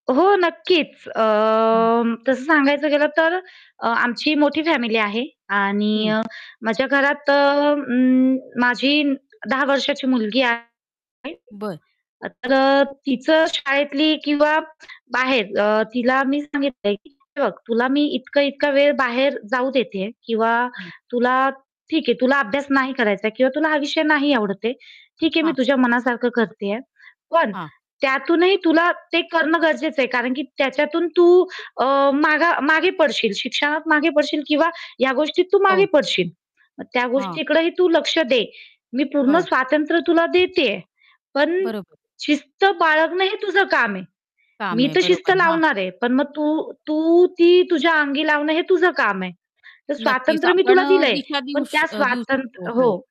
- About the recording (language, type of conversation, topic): Marathi, podcast, मुलांना स्वातंत्र्य देताना योग्य मर्यादा कशा ठरवायला हव्यात?
- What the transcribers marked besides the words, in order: static; distorted speech